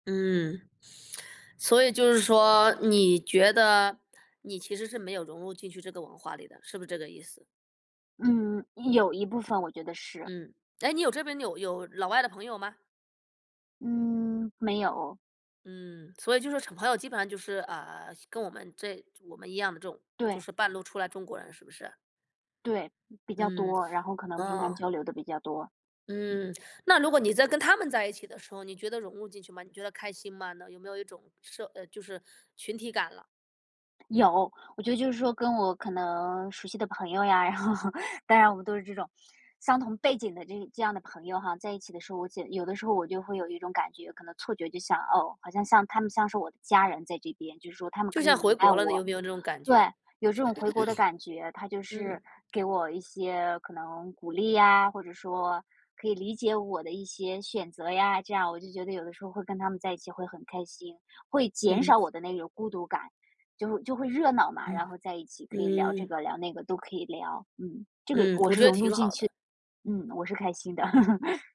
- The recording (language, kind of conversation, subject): Chinese, podcast, 你如何看待当代人日益增强的孤独感？
- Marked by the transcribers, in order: tsk; other background noise; laughing while speaking: "然后"; throat clearing; laugh